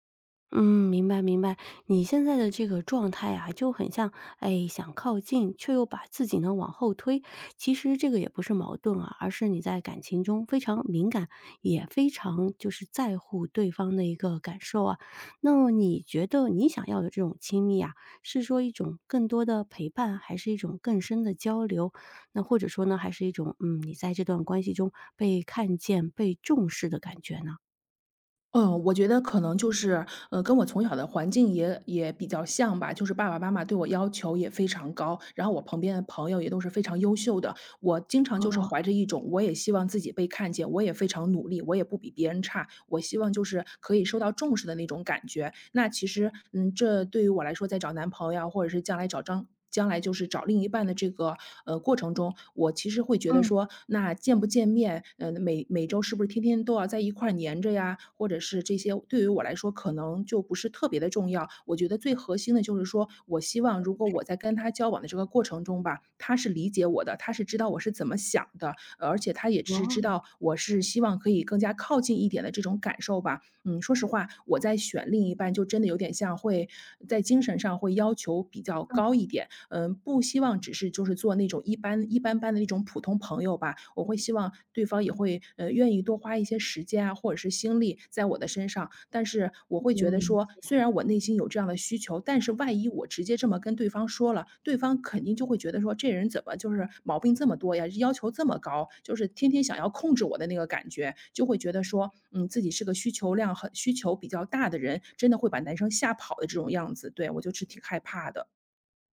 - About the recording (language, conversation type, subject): Chinese, advice, 我该如何表达我希望关系更亲密的需求，又不那么害怕被对方拒绝？
- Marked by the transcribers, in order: lip smack